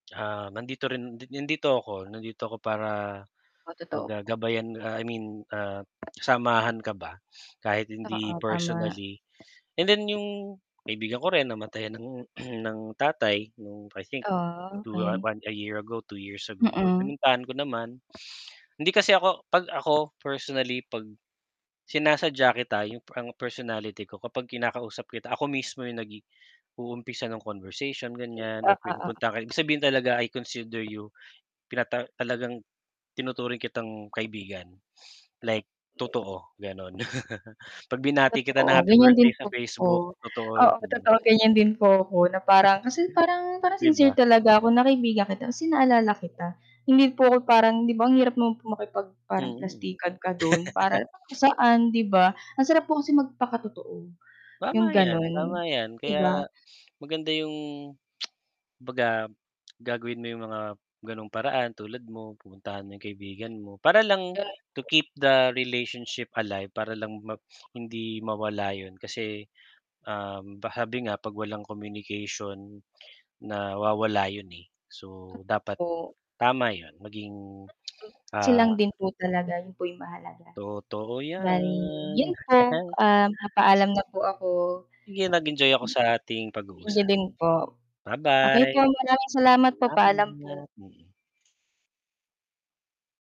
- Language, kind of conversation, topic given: Filipino, unstructured, Ano ang pinakamalaking aral na natutuhan mo tungkol sa pagkakaibigan?
- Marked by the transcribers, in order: tapping; sniff; static; throat clearing; sniff; background speech; chuckle; distorted speech; chuckle; laugh; sniff; tsk; unintelligible speech; in English: "to keep the relationship alive"; unintelligible speech; drawn out: "'yan"; chuckle